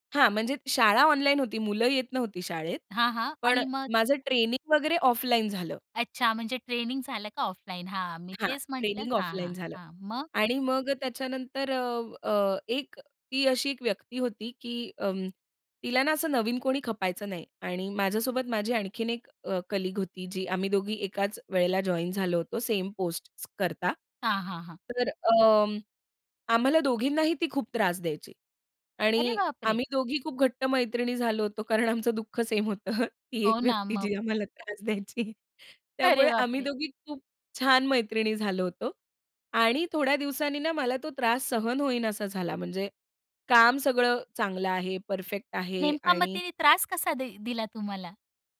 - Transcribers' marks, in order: in English: "कलीग"; chuckle; laughing while speaking: "अरे बापरे!"
- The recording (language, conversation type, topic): Marathi, podcast, एखादा असा कोणता निर्णय आहे, ज्याचे फळ तुम्ही आजही अनुभवता?